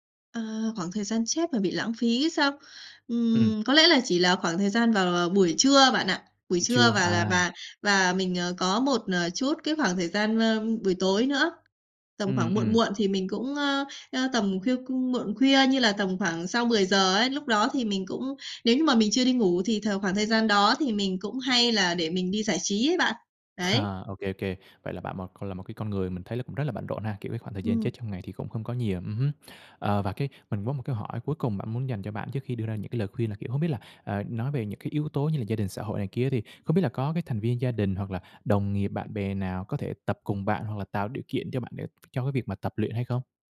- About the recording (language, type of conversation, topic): Vietnamese, advice, Làm sao sắp xếp thời gian để tập luyện khi tôi quá bận rộn?
- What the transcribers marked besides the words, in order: tapping; chuckle